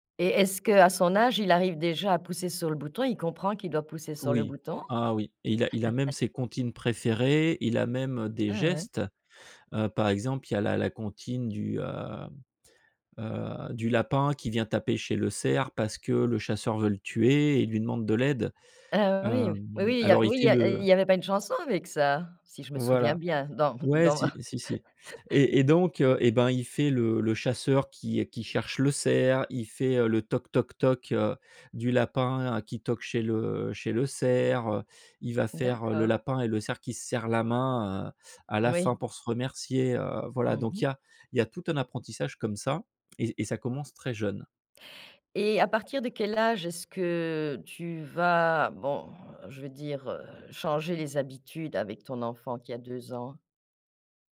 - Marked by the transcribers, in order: chuckle; chuckle
- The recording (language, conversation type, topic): French, podcast, Comment expliques-tu les règles d’utilisation des outils numériques à tes enfants ?